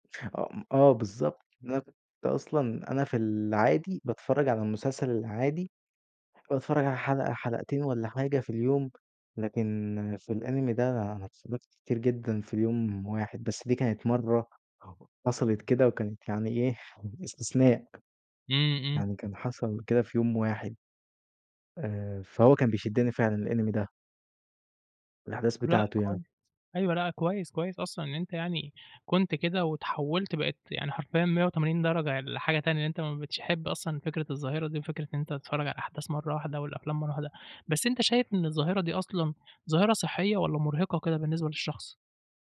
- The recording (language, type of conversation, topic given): Arabic, podcast, إيه رأيك في ظاهرة متابعة الحلقات ورا بعض دلوقتي؟
- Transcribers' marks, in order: in English: "الإنيمي"; chuckle; in English: "الإنمي"